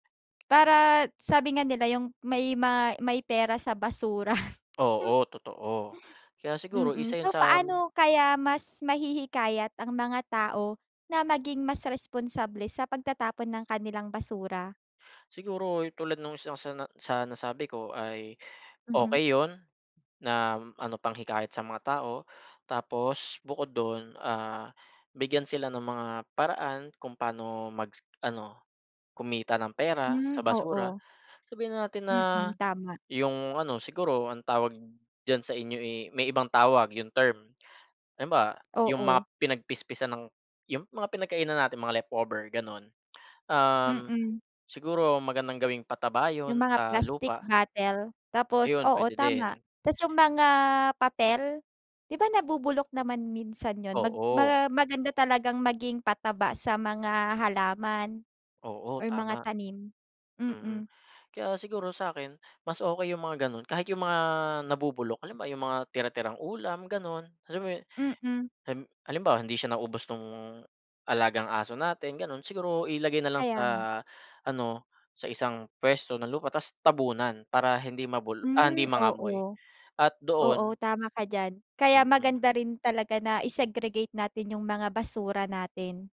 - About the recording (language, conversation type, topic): Filipino, unstructured, Paano mo sa tingin maaayos ang problema sa basura sa lungsod?
- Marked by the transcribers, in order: laughing while speaking: "basura"